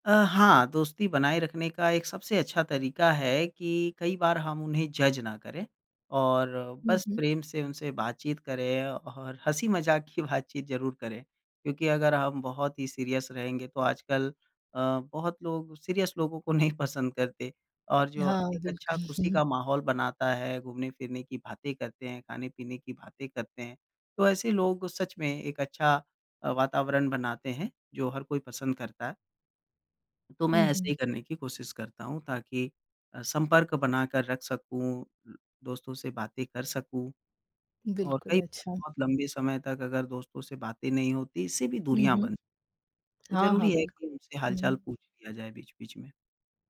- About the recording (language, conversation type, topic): Hindi, podcast, नए दोस्तों से जुड़ने का सबसे आसान तरीका क्या है?
- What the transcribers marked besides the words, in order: in English: "जज़"; in English: "सीरियस"; in English: "सीरियस"; chuckle